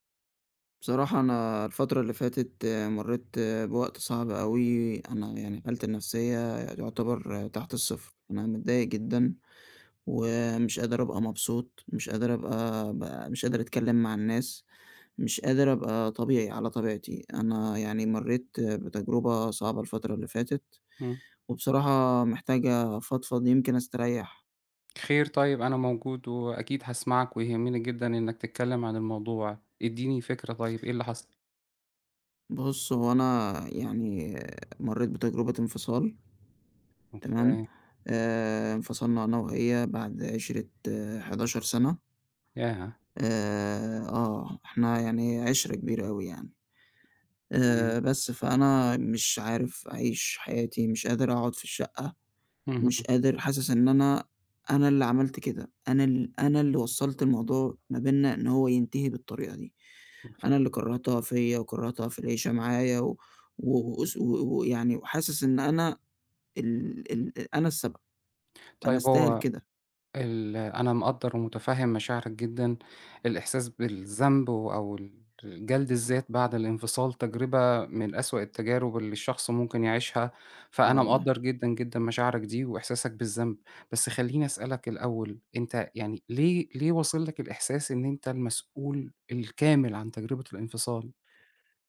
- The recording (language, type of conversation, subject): Arabic, advice, إزاي بتتعامل مع إحساس الذنب ولوم النفس بعد الانفصال؟
- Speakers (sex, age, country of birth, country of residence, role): male, 20-24, United Arab Emirates, Egypt, user; male, 40-44, Egypt, Egypt, advisor
- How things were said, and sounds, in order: unintelligible speech